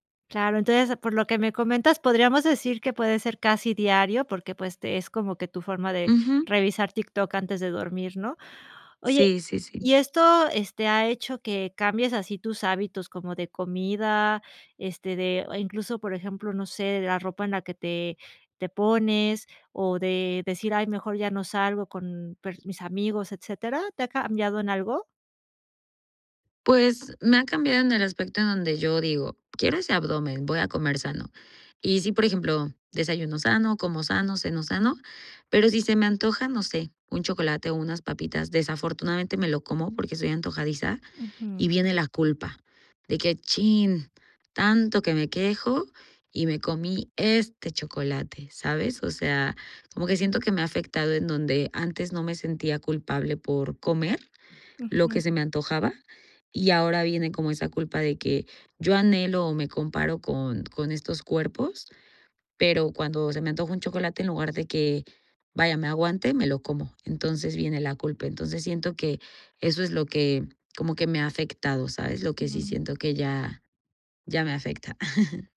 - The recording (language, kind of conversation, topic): Spanish, advice, ¿Qué tan preocupado(a) te sientes por tu imagen corporal cuando te comparas con otras personas en redes sociales?
- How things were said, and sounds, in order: other background noise; chuckle